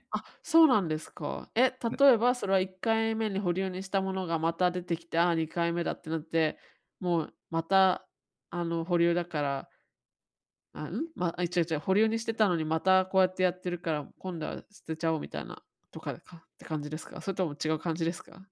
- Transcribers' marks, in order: none
- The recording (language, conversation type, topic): Japanese, advice, 感情と持ち物をどう整理すればよいですか？